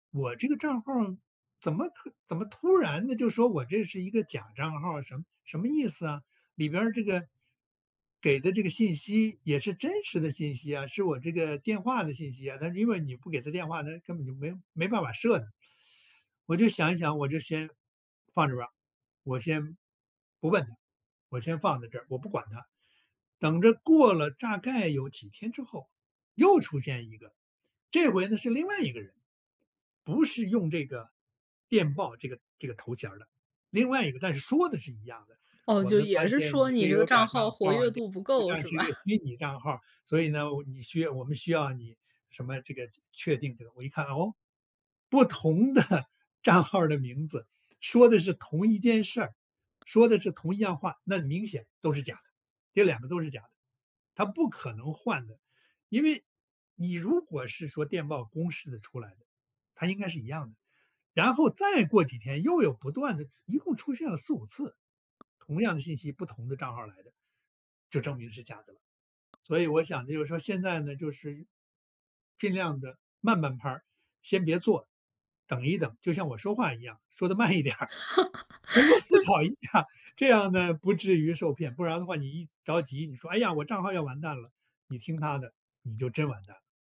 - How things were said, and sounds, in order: laughing while speaking: "吧？"; laughing while speaking: "的账号"; laughing while speaking: "慢一点儿。能够思考一下"; laugh
- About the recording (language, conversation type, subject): Chinese, podcast, 遇到网络诈骗时，你通常会怎么应对？